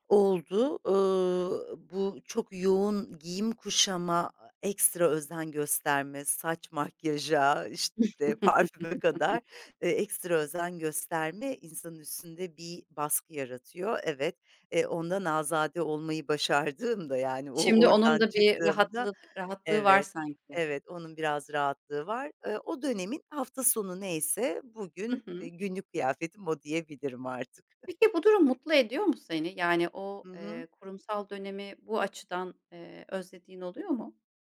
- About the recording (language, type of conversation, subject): Turkish, podcast, Kendi stilini nasıl tanımlarsın?
- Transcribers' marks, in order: chuckle; tapping; chuckle; other background noise